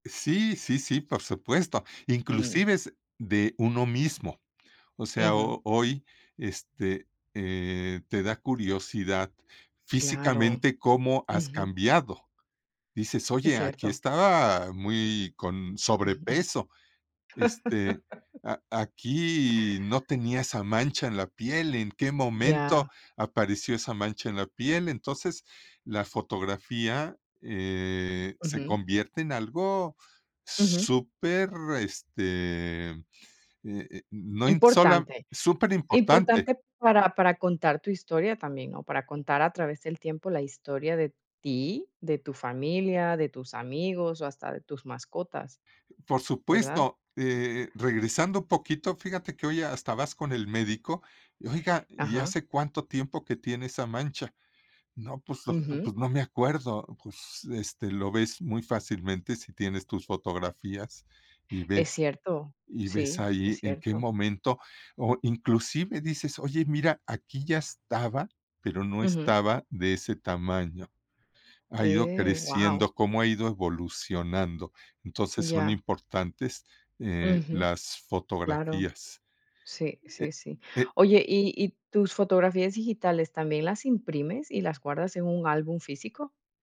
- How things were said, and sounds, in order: laugh
- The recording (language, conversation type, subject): Spanish, podcast, ¿Qué harías si perdieras todas tus fotos digitales?
- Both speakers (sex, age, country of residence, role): female, 40-44, Netherlands, host; male, 70-74, Mexico, guest